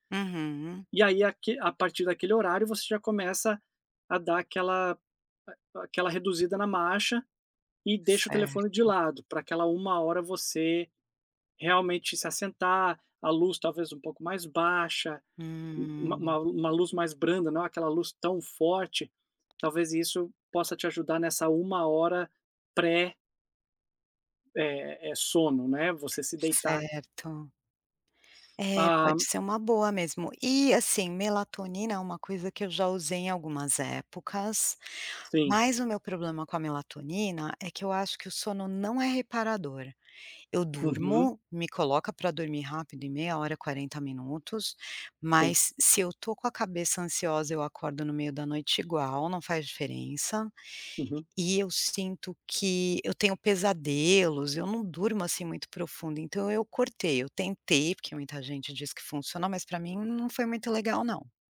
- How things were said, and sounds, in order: tapping; other background noise
- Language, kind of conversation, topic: Portuguese, advice, Por que acordo cansado mesmo após uma noite completa de sono?